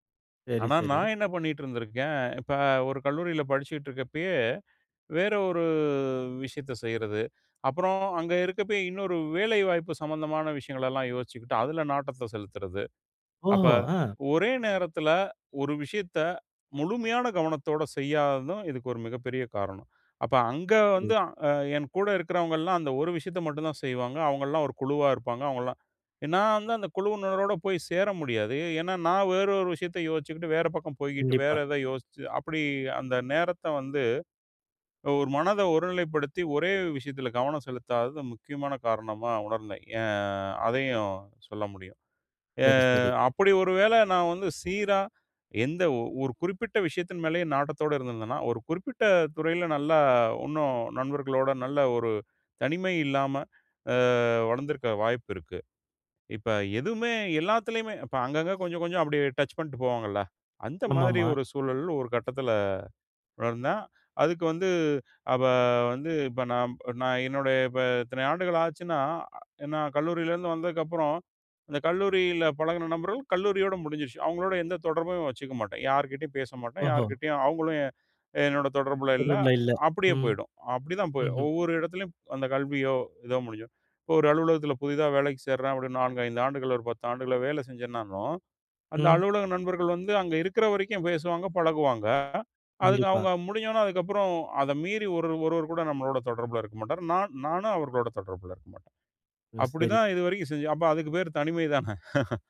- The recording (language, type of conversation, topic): Tamil, podcast, தனிமை என்றால் உங்களுக்கு என்ன உணர்வு தருகிறது?
- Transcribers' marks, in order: drawn out: "ஒரு"; chuckle